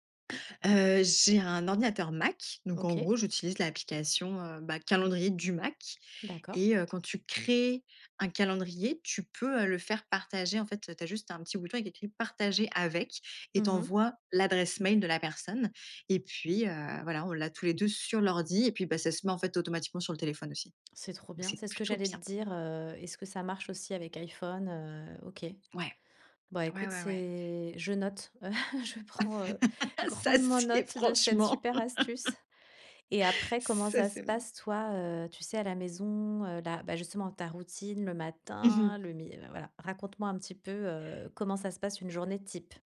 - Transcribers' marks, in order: chuckle; laughing while speaking: "Je prends, heu"; laugh; laughing while speaking: "Ça, c'est franchement"; laugh
- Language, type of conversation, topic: French, podcast, Comment maintenir une routine quand on a une famille ?